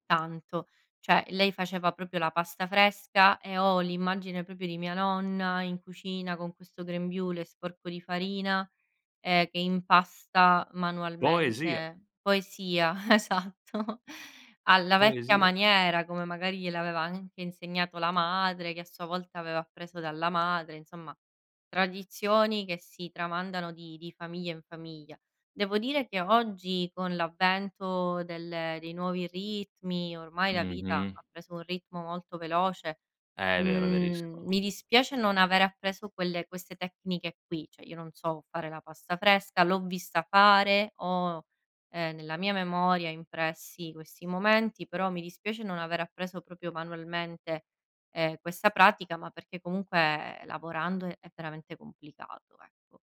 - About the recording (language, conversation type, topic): Italian, podcast, Raccontami della ricetta di famiglia che ti fa sentire a casa
- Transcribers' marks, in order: "cioè" said as "ceh"; "proprio" said as "propio"; "proprio" said as "propio"; laughing while speaking: "esatto"; tapping; "cioè" said as "ceh"